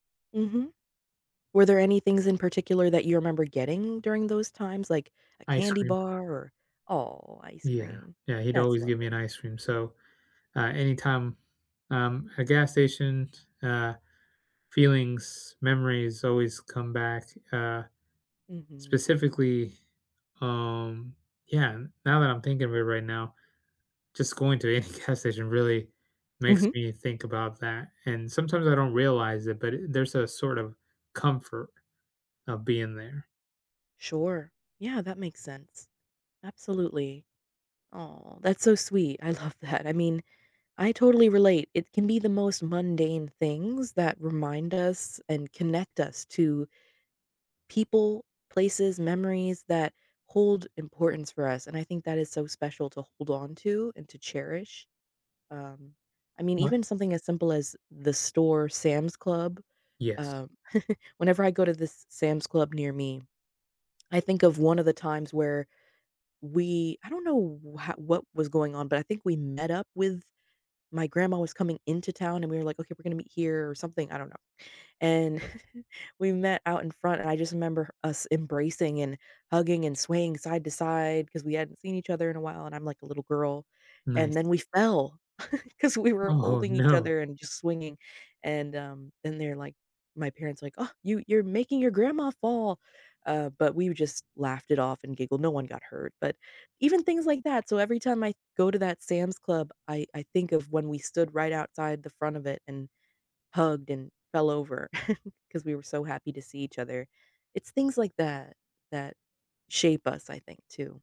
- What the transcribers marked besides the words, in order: laughing while speaking: "any"; chuckle; chuckle; chuckle; laughing while speaking: "Oh"; chuckle
- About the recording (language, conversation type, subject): English, unstructured, Have you ever been surprised by a forgotten memory?